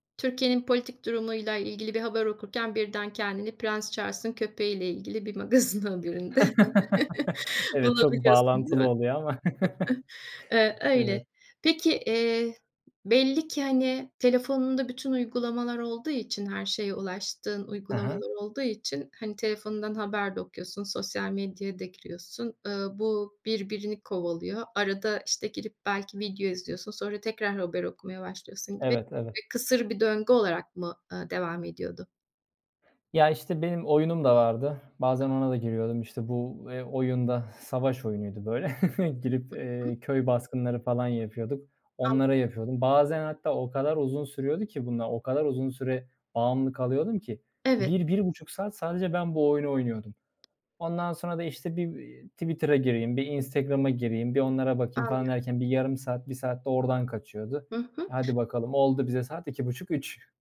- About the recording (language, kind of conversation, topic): Turkish, podcast, Yatmadan önce telefon kullanımı hakkında ne düşünüyorsun?
- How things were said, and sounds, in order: laugh; laughing while speaking: "magazin"; chuckle; unintelligible speech; chuckle; tapping; other background noise; laughing while speaking: "böyle"; chuckle